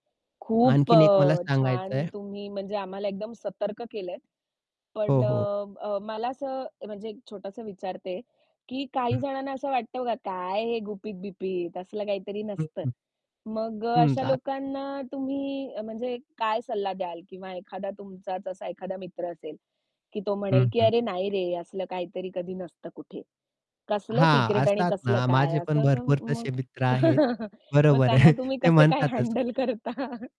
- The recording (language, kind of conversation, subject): Marathi, podcast, तुम्ही तुमची डिजिटल गोपनीयता कशी राखता?
- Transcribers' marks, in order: static; other noise; distorted speech; unintelligible speech; unintelligible speech; chuckle; laughing while speaking: "हँडल करता?"; chuckle